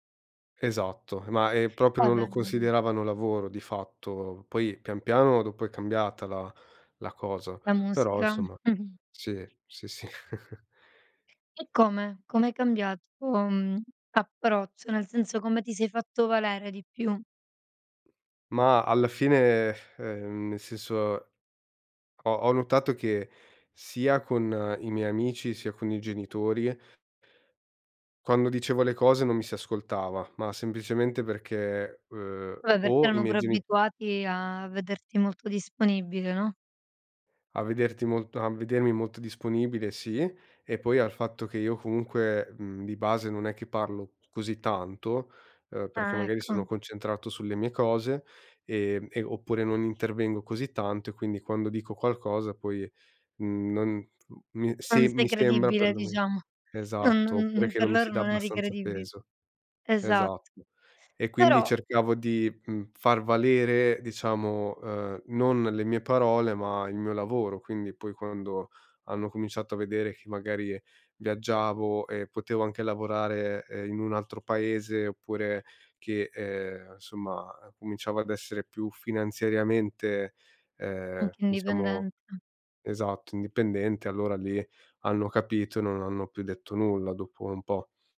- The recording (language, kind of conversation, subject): Italian, podcast, Come difendi il tuo tempo libero dalle richieste degli altri?
- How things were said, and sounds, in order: unintelligible speech; giggle; giggle